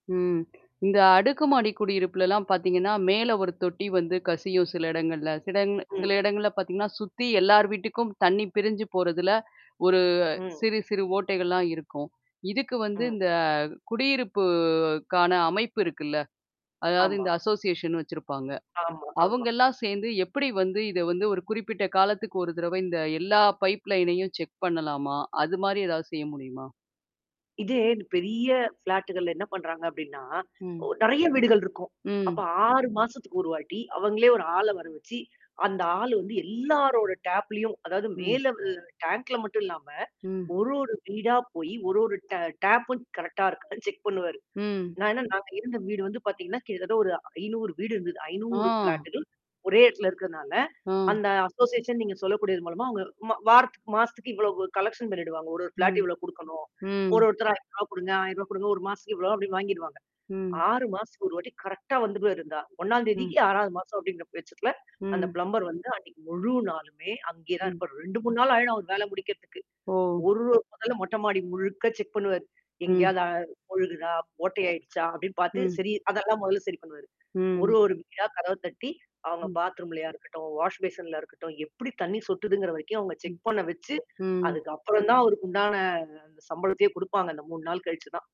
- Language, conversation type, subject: Tamil, podcast, நீர் மிச்சப்படுத்த எளிய வழிகள் என்னென்ன என்று சொல்கிறீர்கள்?
- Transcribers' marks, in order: static; distorted speech; tapping; in English: "அசோசியேஷன்"; mechanical hum; in English: "பைப் லைனையும் செக்"; in English: "ஃப்ளாட்டு்கள்ல"; in English: "டேப்லயும்"; in English: "டேங்க்ல"; in English: "டேப்பும் கரெக்ட்டா"; other background noise; in English: "செக்"; in English: "ப்ளாட்டு்கள்"; in English: "அசோசியேஷன்"; in English: "கலெக்ஷன்"; in English: "ப்ளாட்"; in English: "கரெக்ட்டா"; in English: "பிளம்பர்"; in English: "வாஷ் பேஷன்ல"